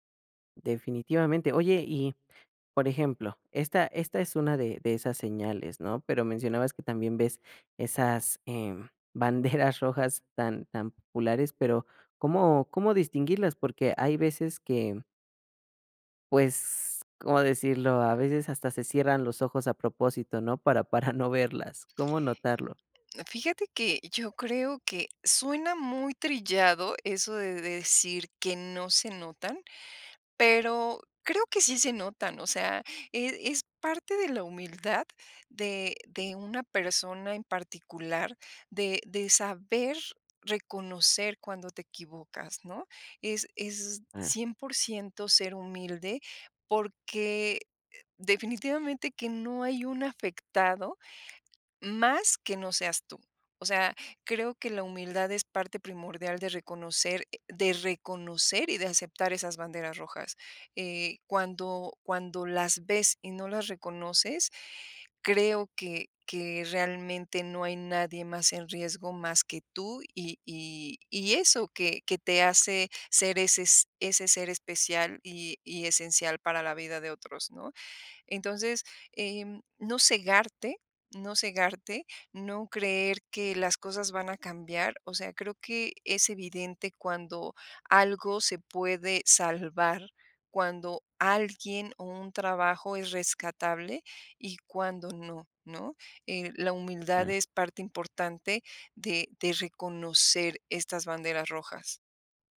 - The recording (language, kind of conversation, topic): Spanish, podcast, ¿Cómo decides cuándo seguir insistiendo o cuándo soltar?
- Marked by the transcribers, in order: laughing while speaking: "banderas"; laughing while speaking: "para"